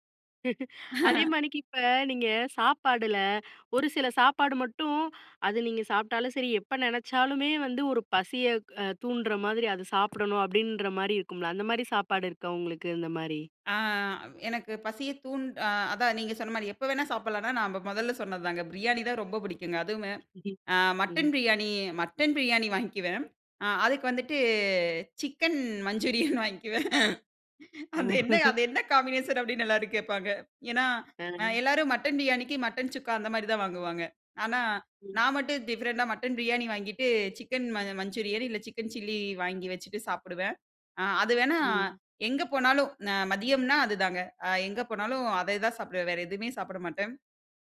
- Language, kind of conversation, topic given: Tamil, podcast, பசியா அல்லது உணவுக்கான ஆசையா என்பதை எப்படி உணர்வது?
- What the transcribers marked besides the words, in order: laughing while speaking: "அதே மானிக்கி இப்ப நீங்க சாப்பாடுல ஒரு சில சாப்பாடு மட்டும்"; "மாதிரிக்கி" said as "மானிக்கி"; laugh; chuckle; laughing while speaking: "அந்த என்ன அது என்ன காம்பினேஷன் அப்படின்னு எல்லாரும் கேப்பாங்க"; in English: "காம்பினேஷன்"; laugh; in English: "டிஃபரண்ட்டா"